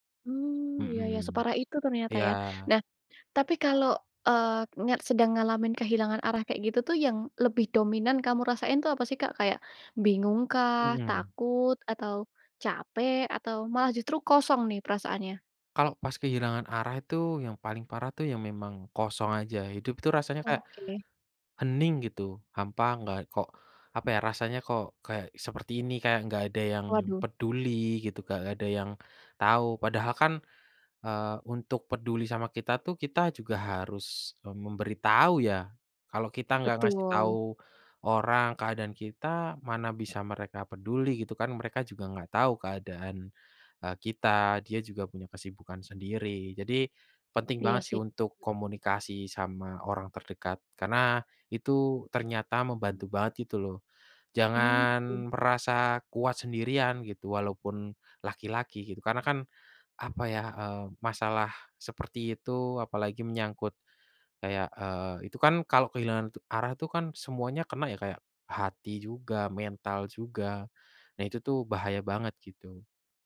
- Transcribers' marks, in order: other background noise
- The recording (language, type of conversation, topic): Indonesian, podcast, Apa yang kamu lakukan kalau kamu merasa kehilangan arah?